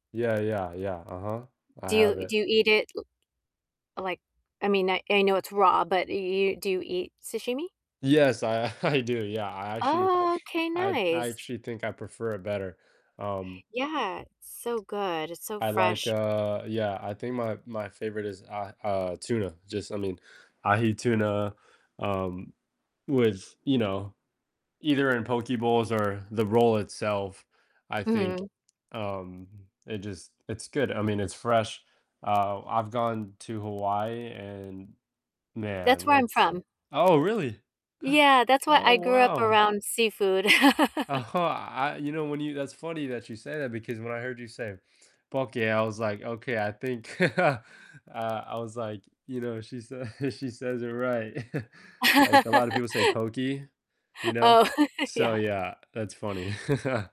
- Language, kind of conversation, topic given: English, unstructured, How do you think food brings people together?
- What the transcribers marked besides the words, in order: distorted speech; other background noise; laughing while speaking: "I do"; tapping; gasp; laugh; laugh; laughing while speaking: "a"; laugh; chuckle; laugh; laughing while speaking: "yeah"; chuckle